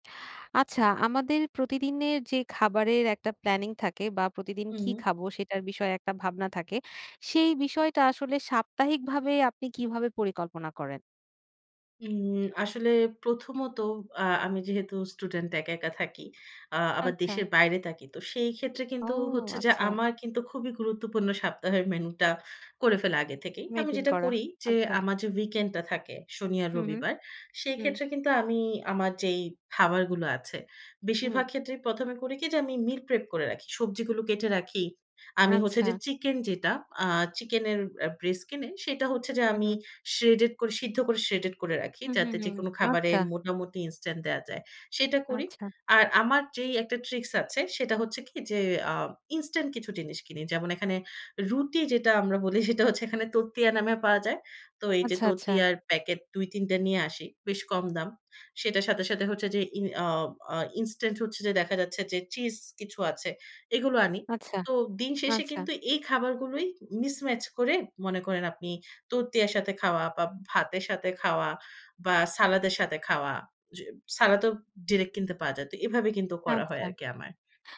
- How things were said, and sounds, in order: other background noise; in English: "প্রেপ"; laughing while speaking: "সেটা হচ্ছে এখানে"; tapping; in English: "মিসম্যাচ"
- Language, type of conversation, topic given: Bengali, podcast, সপ্তাহের খাবার আপনি কীভাবে পরিকল্পনা করেন?